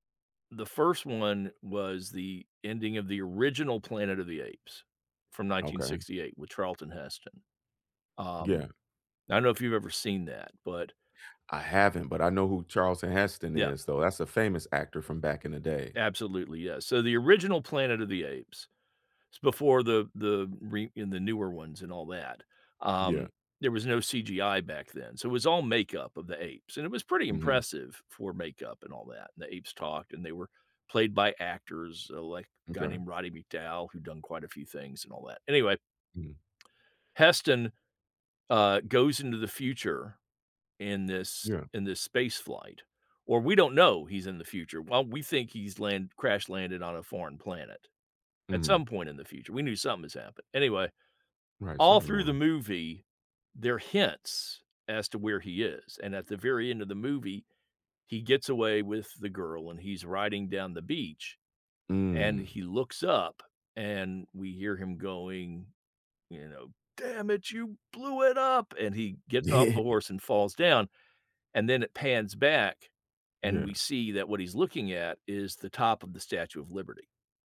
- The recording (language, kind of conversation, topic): English, unstructured, Which movie should I watch for the most surprising ending?
- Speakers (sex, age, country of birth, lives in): male, 40-44, United States, United States; male, 65-69, United States, United States
- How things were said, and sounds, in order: put-on voice: "Damn it, you blew it up!"; laughing while speaking: "Yeah"